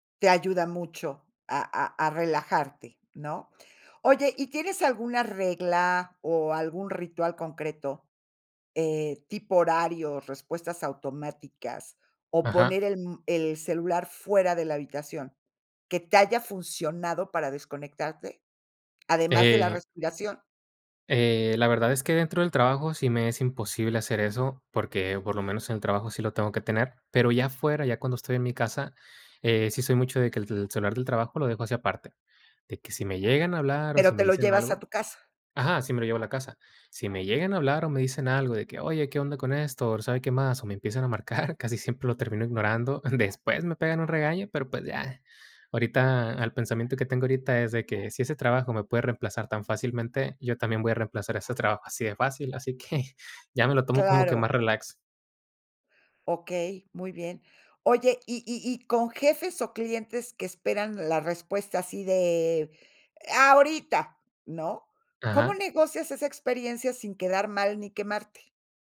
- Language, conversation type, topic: Spanish, podcast, ¿Cómo estableces límites entre el trabajo y tu vida personal cuando siempre tienes el celular a la mano?
- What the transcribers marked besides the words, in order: laughing while speaking: "marcar"; laughing while speaking: "que"; put-on voice: "¡ahorita!"